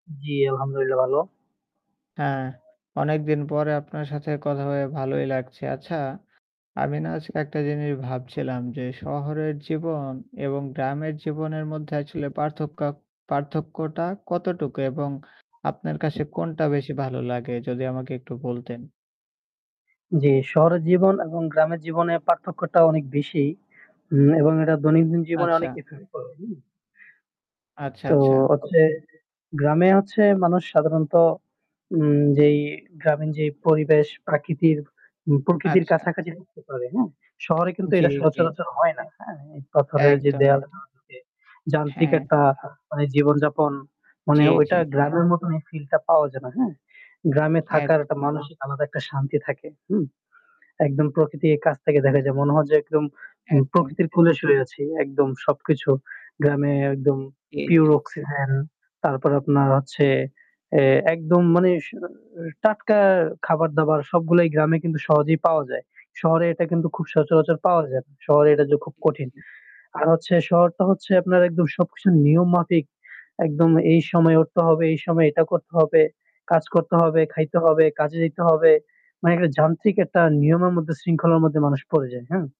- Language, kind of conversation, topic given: Bengali, unstructured, শহরের জীবন আর গ্রামের জীবনের মধ্যে কোনটি আপনার কাছে বেশি আকর্ষণীয়?
- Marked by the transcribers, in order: static; in Arabic: "আলহামদুলিল্লাহ"; other background noise; tsk; distorted speech